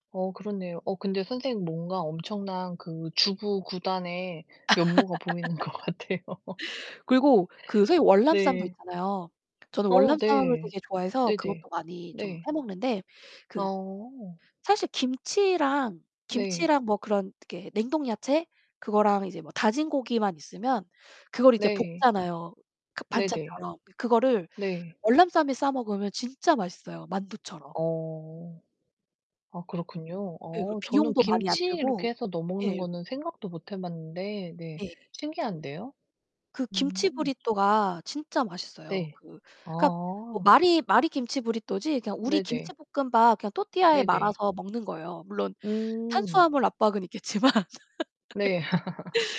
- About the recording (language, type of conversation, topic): Korean, unstructured, 요즘 가장 자주 하는 일은 무엇인가요?
- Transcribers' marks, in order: distorted speech; laugh; laughing while speaking: "보이는 것 같아요"; laugh; static; other background noise; tapping; laughing while speaking: "있겠지만"; laugh